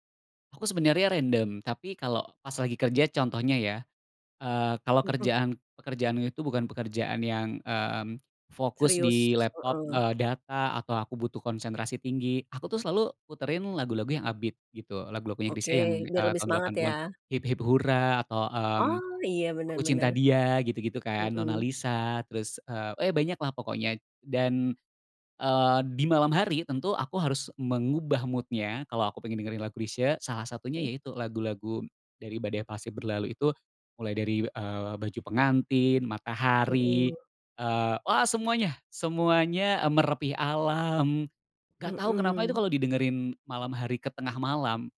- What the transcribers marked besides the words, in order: tapping; in English: "upbeat"; in English: "mood-nya"; other background noise
- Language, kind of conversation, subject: Indonesian, podcast, Siapa musisi yang pernah mengubah cara kamu mendengarkan musik?